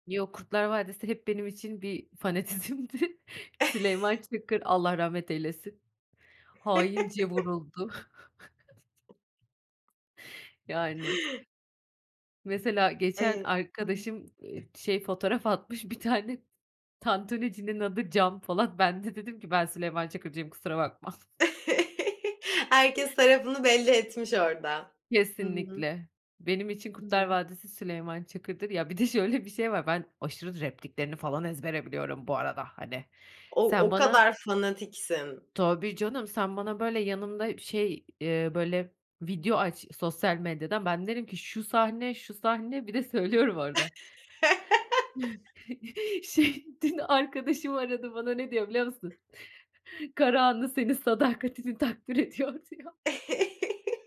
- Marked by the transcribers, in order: laughing while speaking: "fanatizmdi"; chuckle; other background noise; chuckle; chuckle; chuckle; laughing while speaking: "Karahanlı, senin sadakatini takdir ediyor. diyor"
- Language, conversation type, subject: Turkish, podcast, Çocukluğunda en unutulmaz bulduğun televizyon dizisini anlatır mısın?